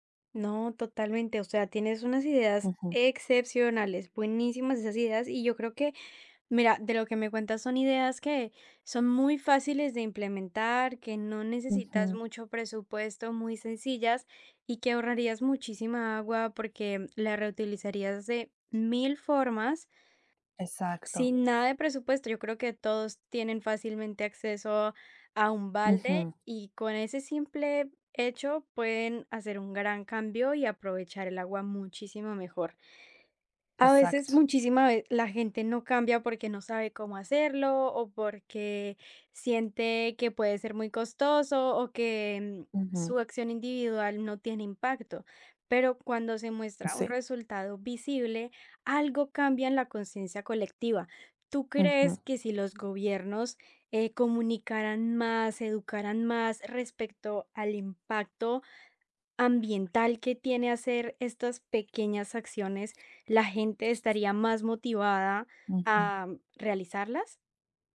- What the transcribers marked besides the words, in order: tapping; stressed: "excepcionales"; other background noise
- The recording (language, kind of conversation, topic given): Spanish, podcast, ¿Cómo motivarías a la gente a cuidar el agua?